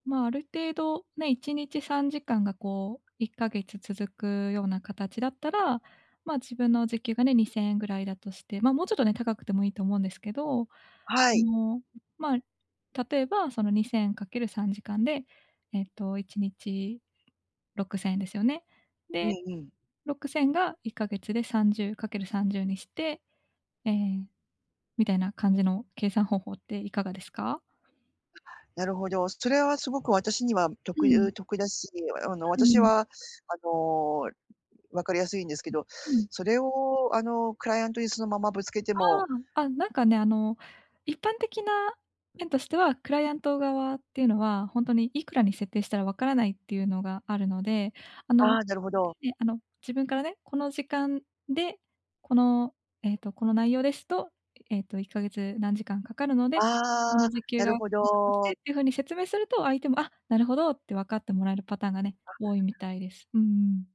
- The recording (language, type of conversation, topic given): Japanese, advice, 転職先と労働条件や給与について交渉する練習をしたい
- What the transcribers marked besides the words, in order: other noise